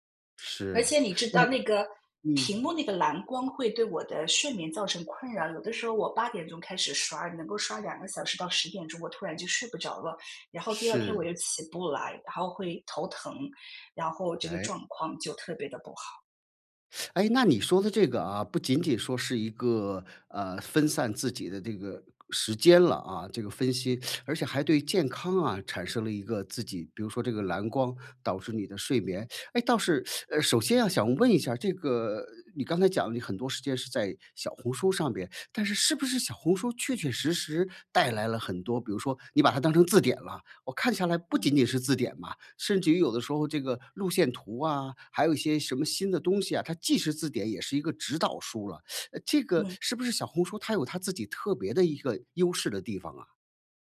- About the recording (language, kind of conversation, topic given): Chinese, podcast, 你会如何控制刷短视频的时间？
- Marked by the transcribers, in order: teeth sucking; other background noise; teeth sucking; teeth sucking; teeth sucking